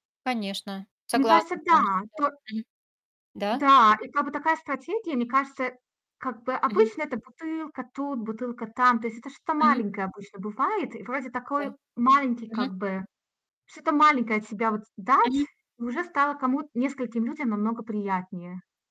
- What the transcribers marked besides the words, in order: distorted speech; static
- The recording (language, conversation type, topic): Russian, unstructured, Какой самый простой способ помочь природе в городе?